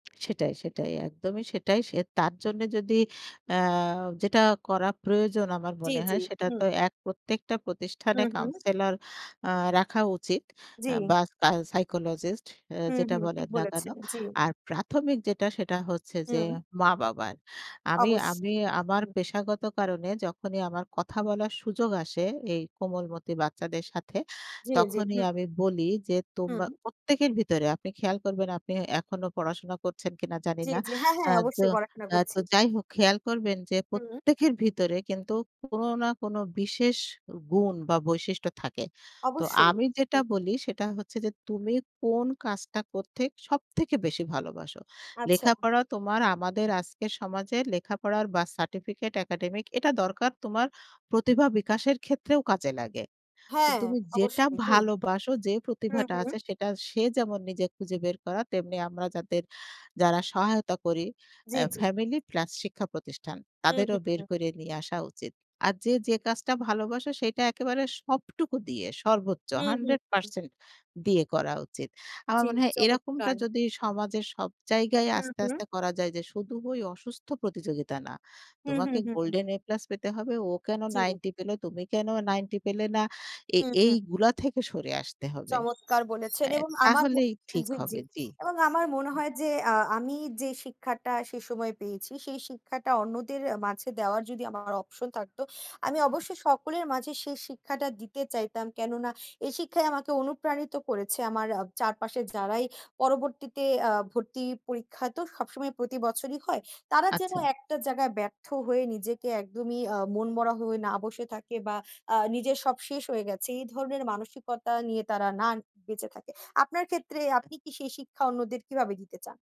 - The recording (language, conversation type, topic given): Bengali, unstructured, তোমার জীবনে সবচেয়ে বড় শিক্ষাটা কী ছিল?
- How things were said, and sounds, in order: in English: "counsellor"; in English: "psychologist"; other background noise; in English: "option"